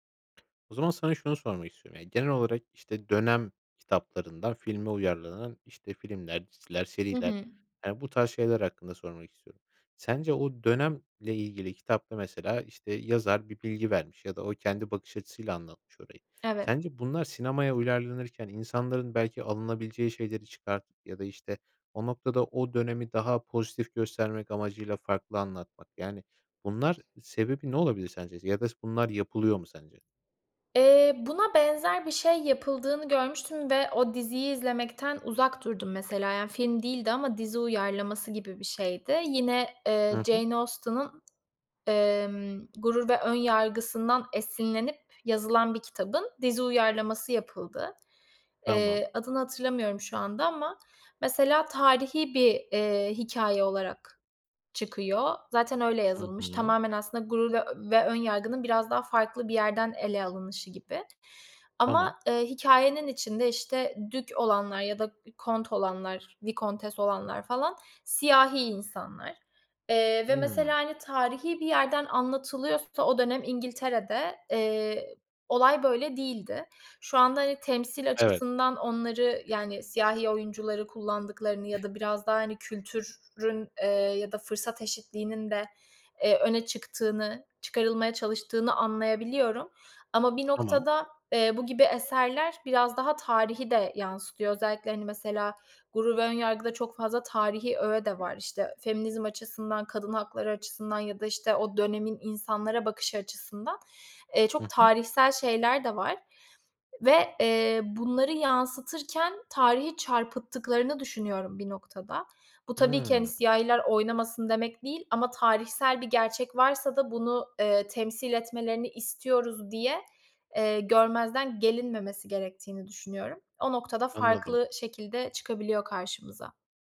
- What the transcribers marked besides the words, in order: tapping; other background noise
- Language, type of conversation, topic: Turkish, podcast, Kitap okumak ile film izlemek hikâyeyi nasıl değiştirir?